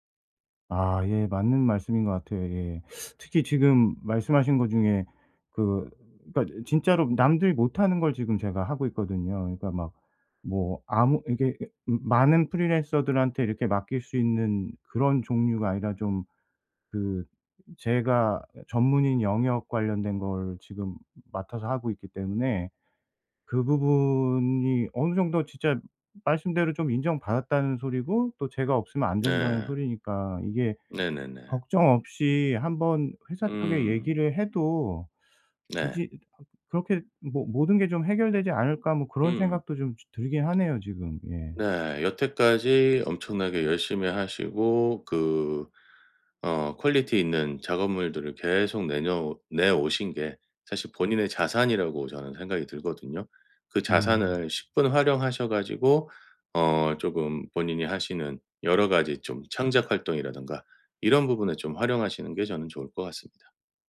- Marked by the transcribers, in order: other background noise; tapping; in English: "퀄리티"
- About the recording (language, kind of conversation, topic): Korean, advice, 매주 정해진 창작 시간을 어떻게 확보할 수 있을까요?